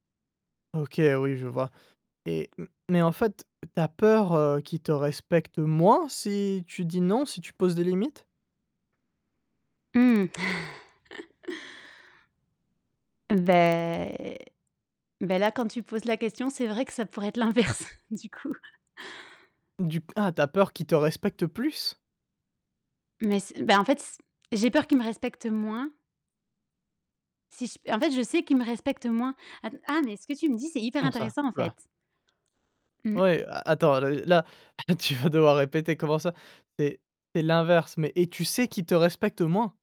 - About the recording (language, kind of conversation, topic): French, advice, Comment puis-je poser des limites personnelles sans culpabiliser ?
- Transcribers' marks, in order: tapping; distorted speech; chuckle; drawn out: "Beh"; laughing while speaking: "l'inverse du coup"; background speech; chuckle